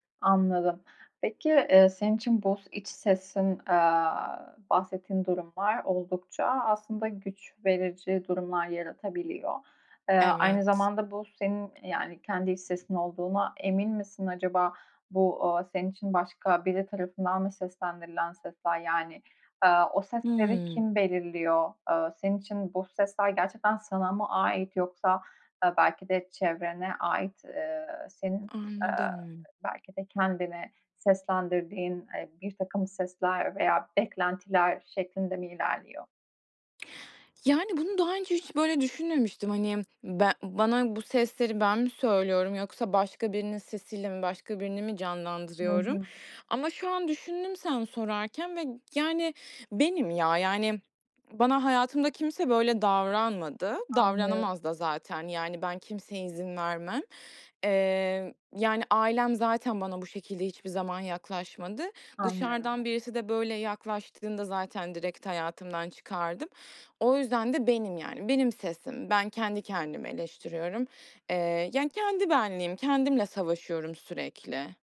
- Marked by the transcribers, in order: other background noise; tapping
- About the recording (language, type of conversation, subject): Turkish, advice, Kendime sürekli sert ve yıkıcı şeyler söylemeyi nasıl durdurabilirim?